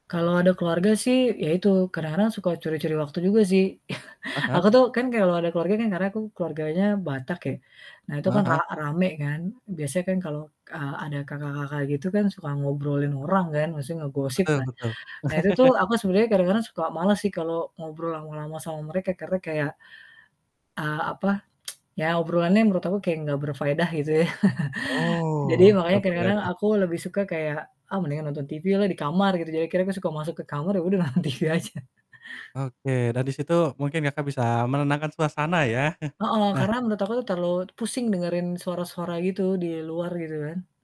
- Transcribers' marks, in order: static; chuckle; laugh; tsk; chuckle; drawn out: "Oh"; unintelligible speech; laughing while speaking: "nonton T-V aja"; chuckle; chuckle
- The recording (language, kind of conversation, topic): Indonesian, podcast, Bagaimana kamu menciptakan suasana tenang di rumah setelah pulang kerja?